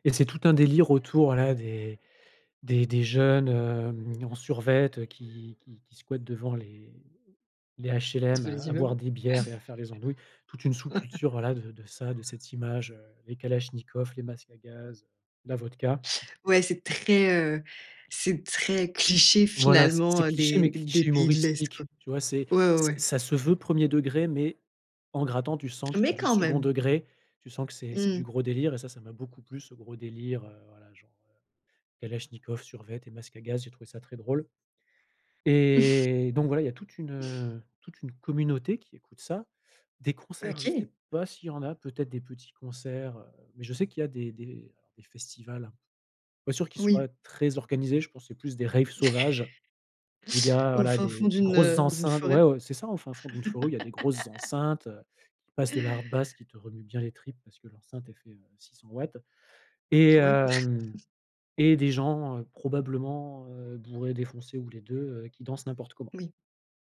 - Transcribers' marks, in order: chuckle; tapping; stressed: "cliché"; chuckle; chuckle; laugh; in English: "hardbass"; chuckle
- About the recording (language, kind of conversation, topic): French, podcast, Comment tes goûts ont-ils changé avec le temps ?